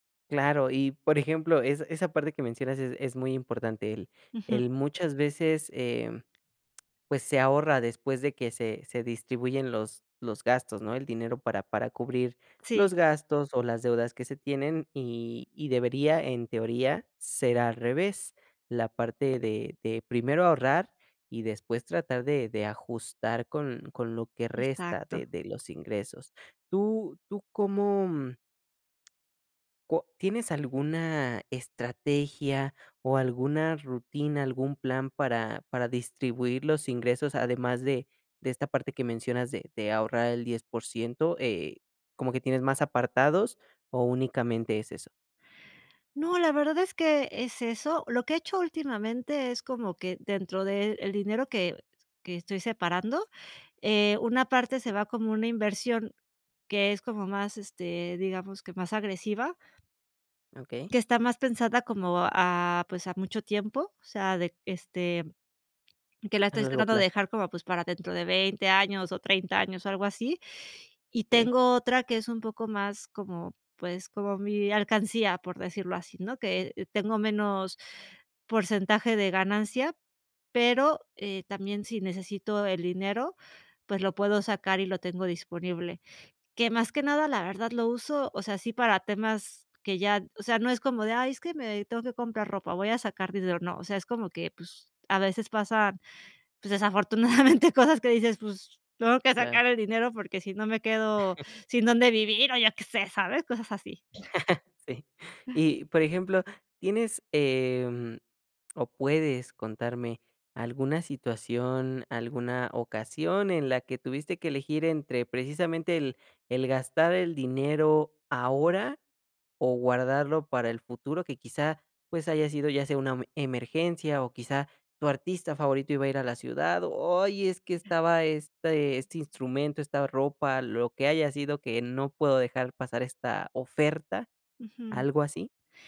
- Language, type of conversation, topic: Spanish, podcast, ¿Cómo decides entre disfrutar hoy o ahorrar para el futuro?
- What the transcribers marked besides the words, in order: other noise; laughing while speaking: "desafortunadamente cosas"; chuckle; chuckle